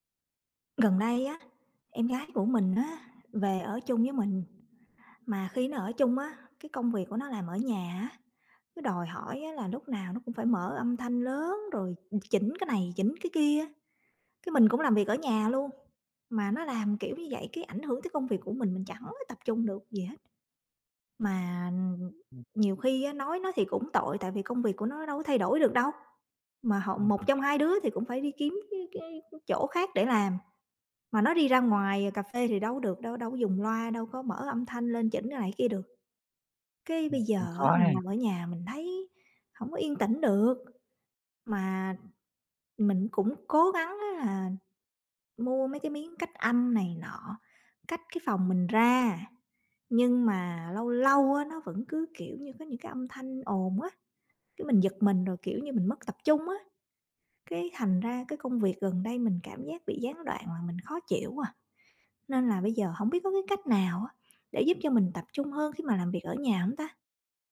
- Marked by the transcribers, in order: other background noise; tapping
- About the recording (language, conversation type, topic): Vietnamese, advice, Làm thế nào để bạn tạo được một không gian yên tĩnh để làm việc tập trung tại nhà?